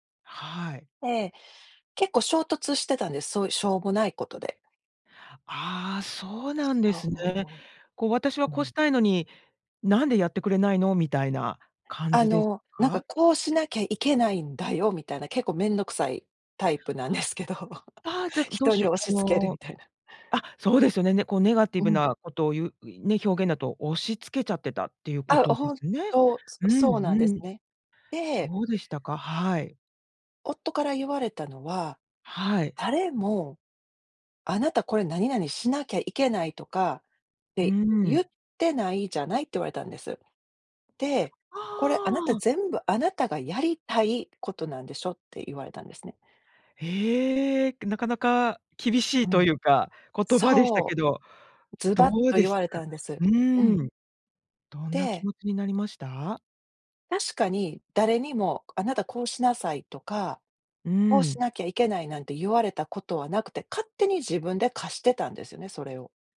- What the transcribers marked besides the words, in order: laughing while speaking: "タイプなんですけど、人に押し付けるみたいな"
- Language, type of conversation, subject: Japanese, podcast, 自分の固定観念に気づくにはどうすればいい？